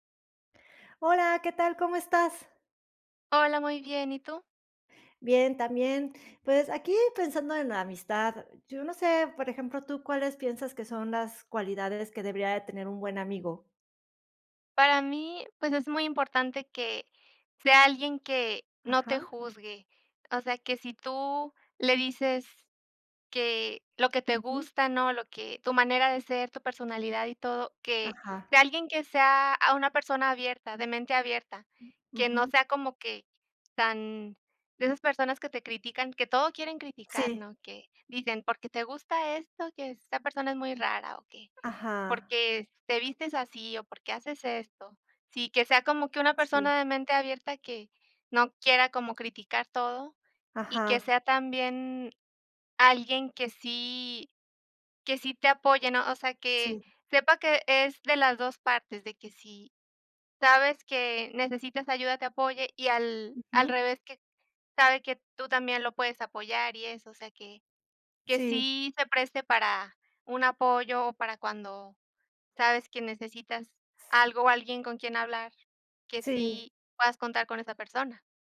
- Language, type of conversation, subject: Spanish, unstructured, ¿Cuáles son las cualidades que buscas en un buen amigo?
- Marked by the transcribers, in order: other noise; other background noise